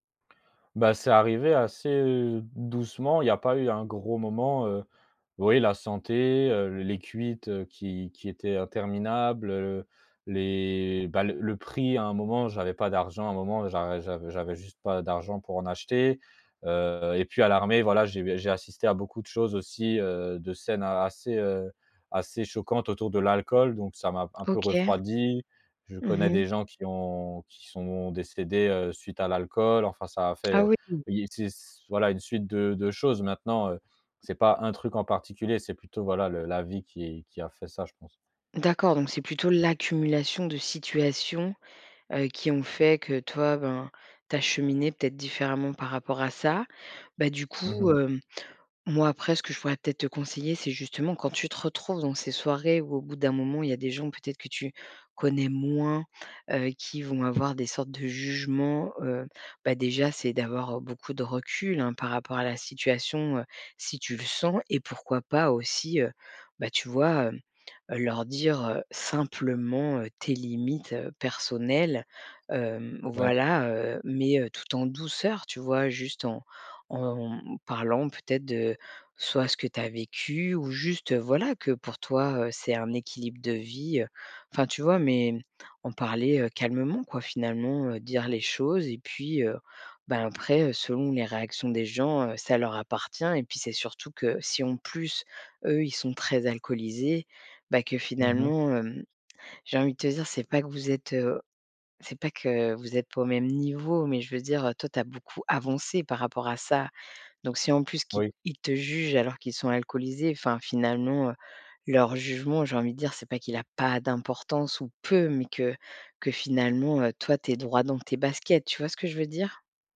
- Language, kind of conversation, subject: French, advice, Comment gérer la pression à boire ou à faire la fête pour être accepté ?
- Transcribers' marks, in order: stressed: "acheter"; tapping